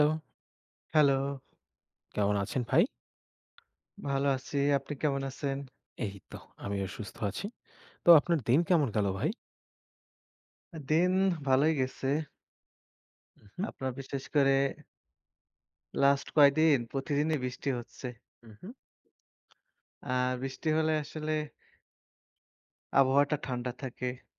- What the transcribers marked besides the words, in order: tapping
- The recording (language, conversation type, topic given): Bengali, unstructured, তোমার প্রিয় শিক্ষক কে এবং কেন?